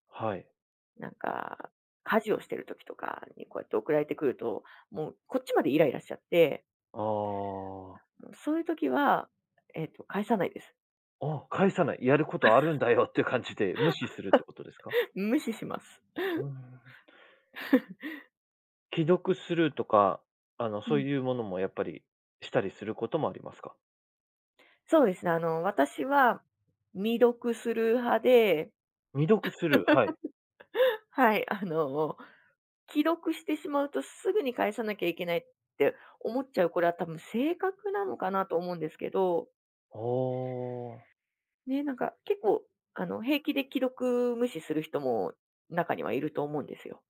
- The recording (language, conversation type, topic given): Japanese, podcast, デジタル疲れと人間関係の折り合いを、どのようにつければよいですか？
- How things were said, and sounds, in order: chuckle; chuckle; laugh